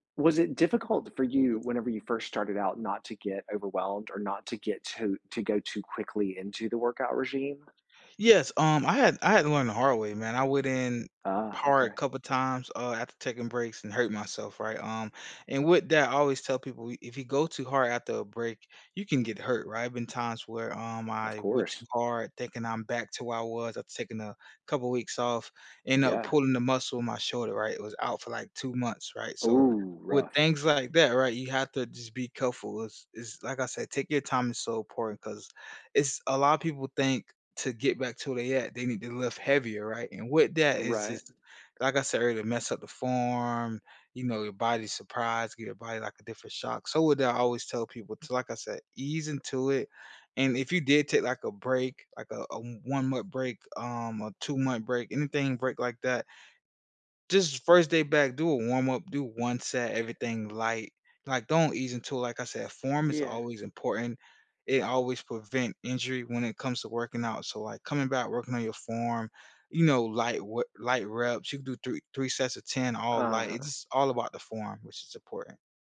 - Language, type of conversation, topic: English, podcast, What are some effective ways to build a lasting fitness habit as a beginner?
- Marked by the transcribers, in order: tapping